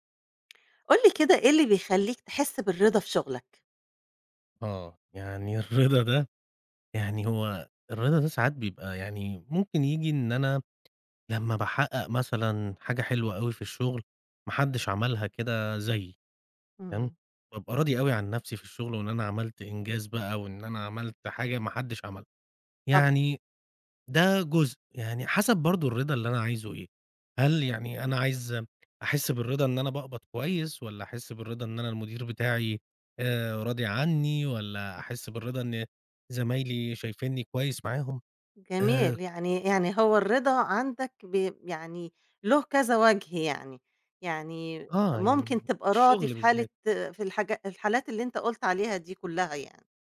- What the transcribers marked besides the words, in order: laughing while speaking: "الرضا ده"; tapping
- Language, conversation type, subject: Arabic, podcast, إيه اللي بيخليك تحس بالرضا في شغلك؟